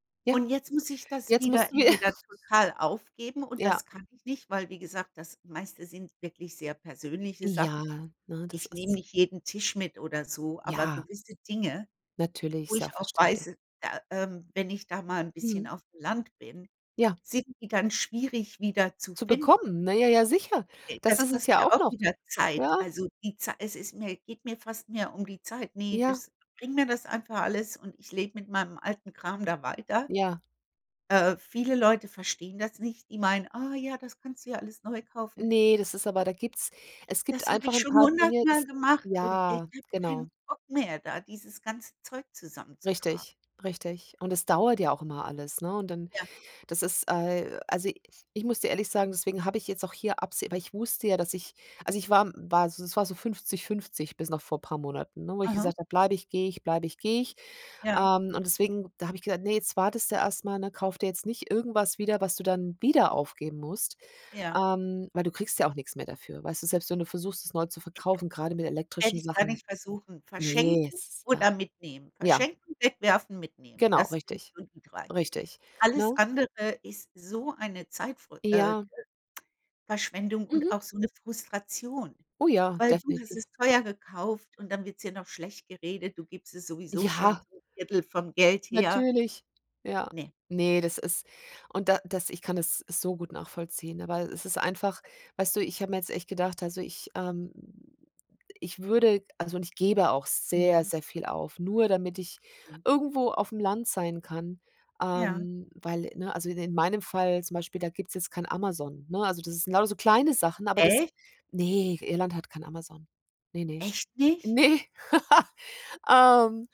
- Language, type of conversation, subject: German, unstructured, Welche Ziele möchtest du in den nächsten fünf Jahren erreichen?
- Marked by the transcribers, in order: snort; other background noise; unintelligible speech; laughing while speaking: "Ne"; laugh